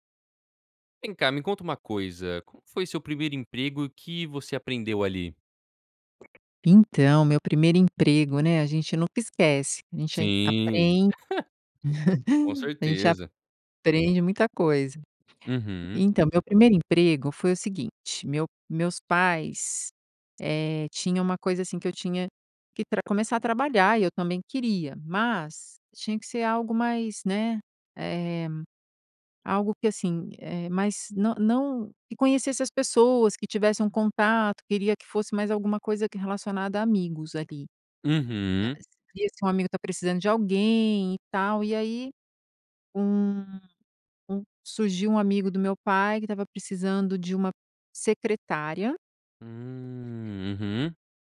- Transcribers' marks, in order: tapping; laugh
- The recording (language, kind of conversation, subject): Portuguese, podcast, Como foi seu primeiro emprego e o que você aprendeu nele?